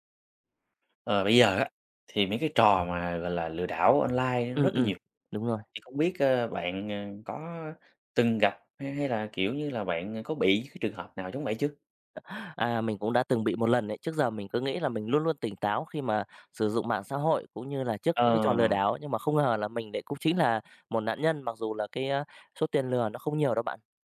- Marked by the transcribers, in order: tapping
- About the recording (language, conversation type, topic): Vietnamese, podcast, Bạn đã từng bị lừa đảo trên mạng chưa, bạn có thể kể lại câu chuyện của mình không?